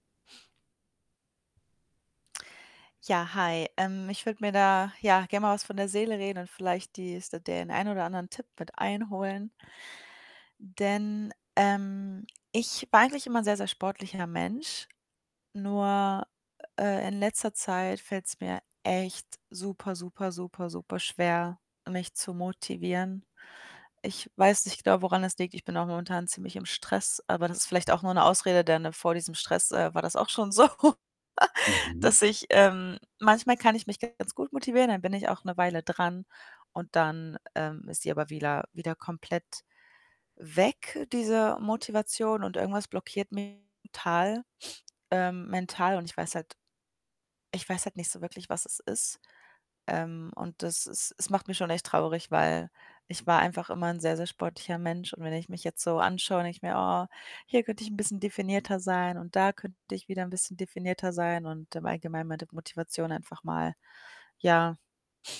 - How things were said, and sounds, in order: other background noise; laughing while speaking: "so"; chuckle; distorted speech
- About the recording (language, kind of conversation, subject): German, advice, Wie kann ich mentale Blockaden und anhaltenden Motivationsverlust im Training überwinden, um wieder Fortschritte zu machen?
- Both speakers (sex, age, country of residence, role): female, 25-29, Sweden, user; male, 40-44, Germany, advisor